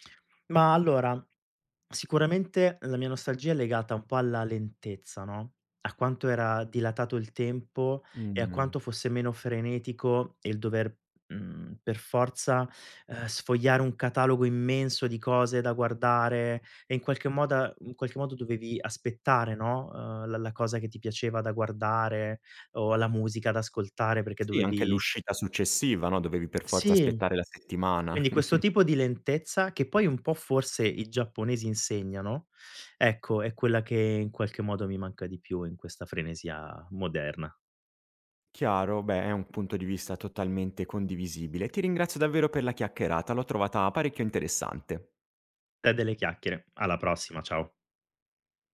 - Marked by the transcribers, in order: tapping; chuckle
- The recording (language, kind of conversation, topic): Italian, podcast, Hai mai creato fumetti, storie o personaggi da piccolo?